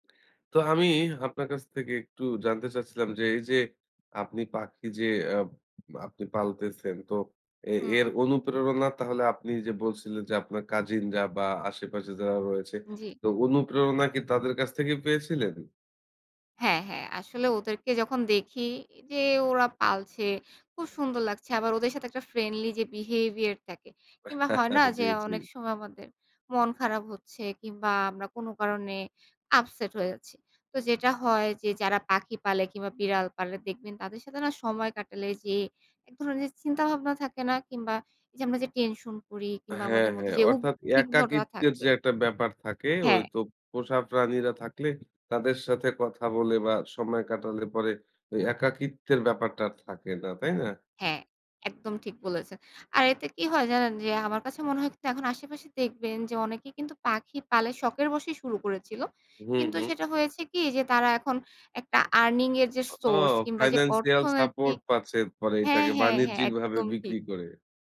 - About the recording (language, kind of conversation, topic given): Bengali, podcast, তুমি যে শখ নিয়ে সবচেয়ে বেশি উচ্ছ্বসিত, সেটা কীভাবে শুরু করেছিলে?
- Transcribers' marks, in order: other background noise; in English: "behavior"; chuckle; in English: "upset"; in English: "financial support"